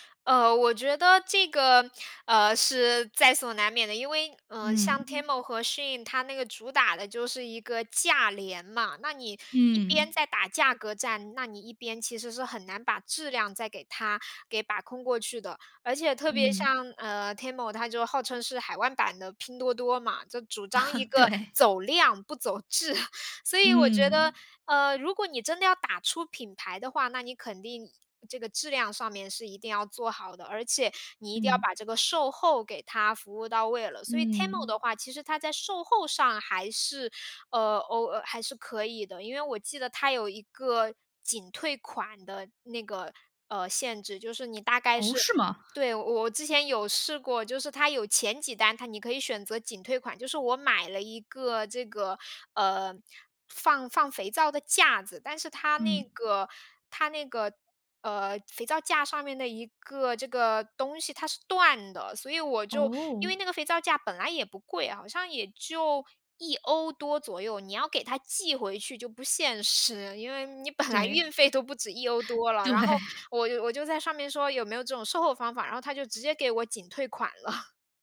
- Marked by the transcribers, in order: laugh; other background noise; joyful: "走量不走质"; chuckle; surprised: "哦，是吗？"; joyful: "因为你本来运费都不止一欧 多了"; inhale; laughing while speaking: "对"; laughing while speaking: "了"
- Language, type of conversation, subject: Chinese, podcast, 你怎么看线上购物改变消费习惯？